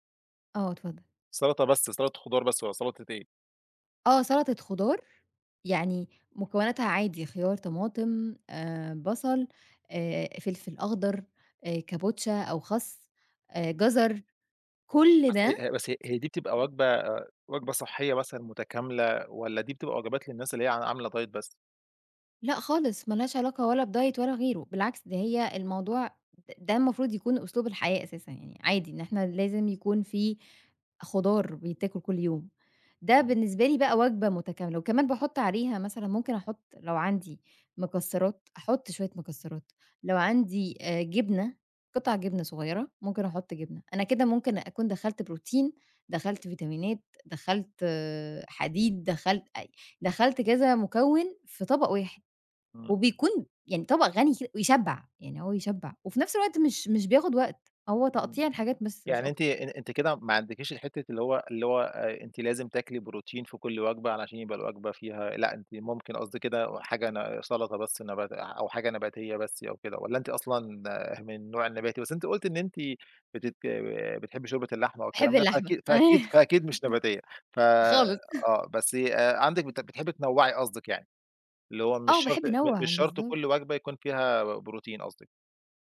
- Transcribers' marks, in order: tapping; in English: "دايت"; in English: "بدايت"; chuckle; chuckle
- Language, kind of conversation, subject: Arabic, podcast, إزاي بتجهّز وجبة بسيطة بسرعة لما تكون مستعجل؟